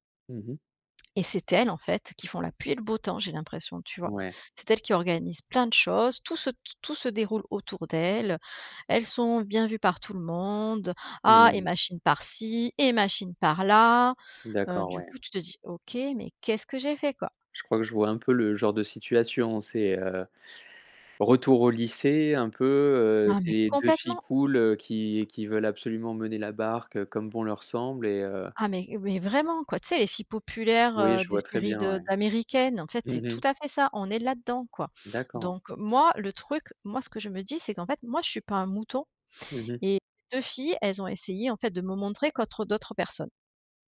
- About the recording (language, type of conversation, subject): French, advice, Comment te sens-tu quand tu te sens exclu(e) lors d’événements sociaux entre amis ?
- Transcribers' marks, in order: none